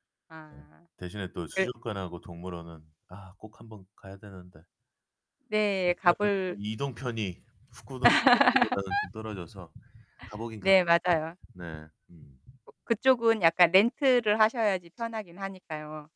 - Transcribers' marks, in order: distorted speech; unintelligible speech; laugh
- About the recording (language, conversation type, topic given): Korean, podcast, 처음 혼자 여행했을 때 어땠나요?